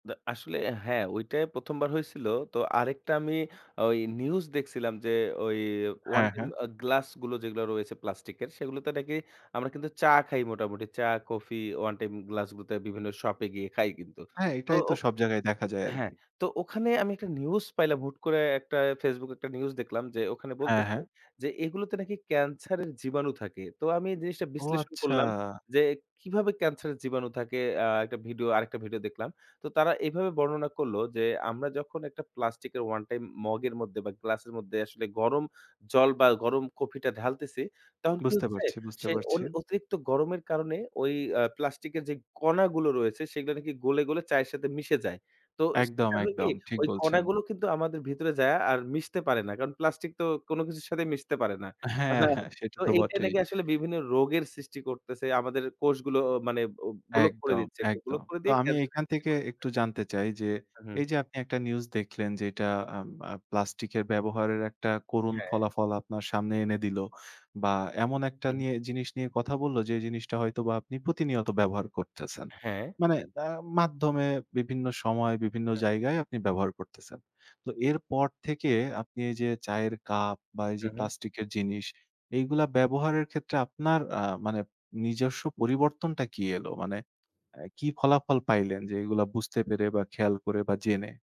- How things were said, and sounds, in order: none
- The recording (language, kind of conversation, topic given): Bengali, podcast, প্লাস্টিকের ব্যবহার কমানোর সহজ উপায় কী কী?
- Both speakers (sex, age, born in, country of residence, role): male, 25-29, Bangladesh, Bangladesh, guest; male, 25-29, Bangladesh, Bangladesh, host